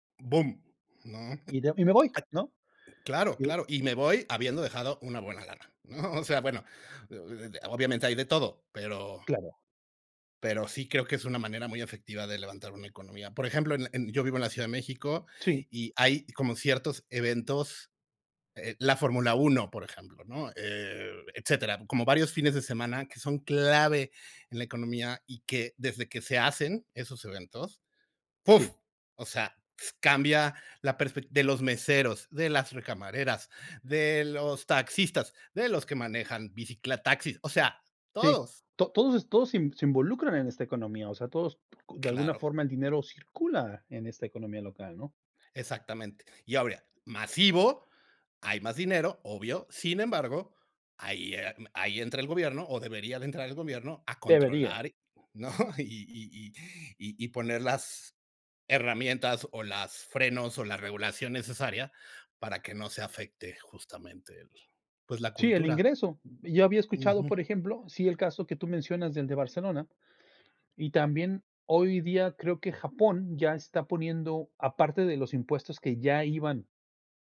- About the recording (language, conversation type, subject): Spanish, unstructured, ¿Piensas que el turismo masivo destruye la esencia de los lugares?
- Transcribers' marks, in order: chuckle; "bicitaxi" said as "biciclataxi"; unintelligible speech; laughing while speaking: "¿no?"